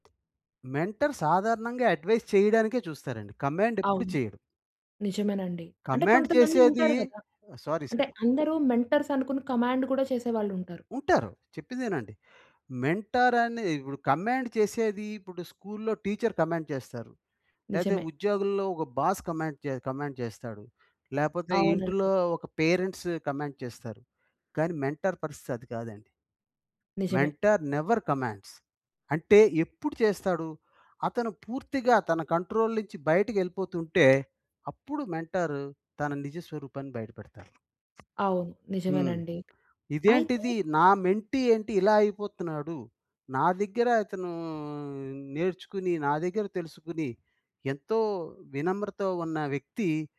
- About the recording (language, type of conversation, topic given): Telugu, podcast, ఎవరినైనా మార్గదర్శకుడిగా ఎంచుకునేటప్పుడు మీరు ఏమేమి గమనిస్తారు?
- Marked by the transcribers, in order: tapping; in English: "మెంటర్"; in English: "అడ్వైస్"; in English: "కమాండ్"; in English: "కమాండ్"; in English: "సారీ సార్"; in English: "మెంటర్స్"; in English: "కమాండ్"; in English: "మెంటర్"; in English: "కమాండ్"; in English: "స్కూల్‌లో టీచర్ కమాండ్"; in English: "బాస్ కమాండ్"; in English: "కమాండ్"; in English: "పేరెంట్స్ కమాండ్"; in English: "మెంటార్"; in English: "మెంటర్ నెవర్ కమాండ్స్"; in English: "కంట్రోల్"; in English: "మెంటార్"; in English: "మెంటీ"